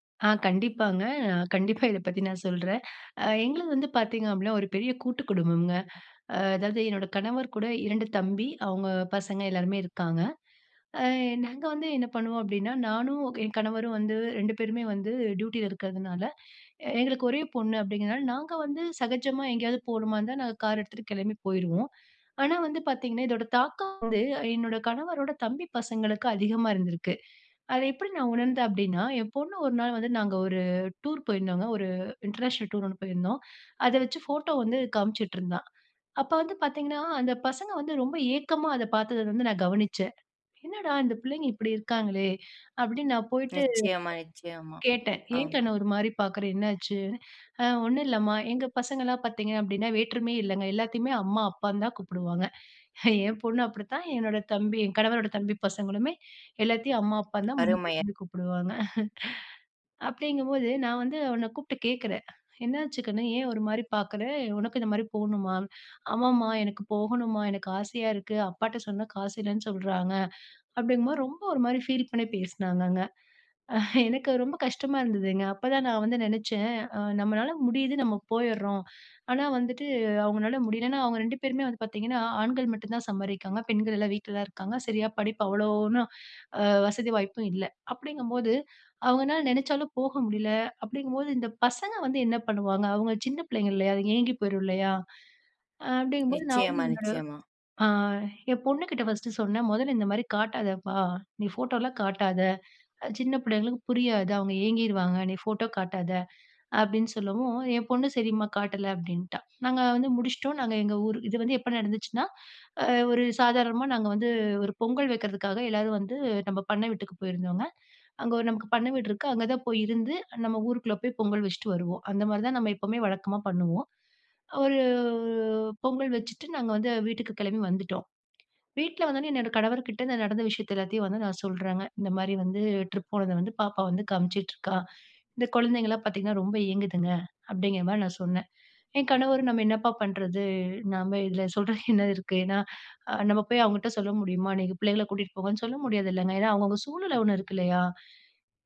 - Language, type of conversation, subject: Tamil, podcast, மிதமான செலவில் கூட சந்தோஷமாக இருக்க என்னென்ன வழிகள் இருக்கின்றன?
- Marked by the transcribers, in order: other background noise; in English: "இன்டர்நேஷனல் டூர்"; other noise; chuckle; in English: "ஃபீல்"; tapping; laughing while speaking: "சொல்றதுக்கு என்ன இருக்கு"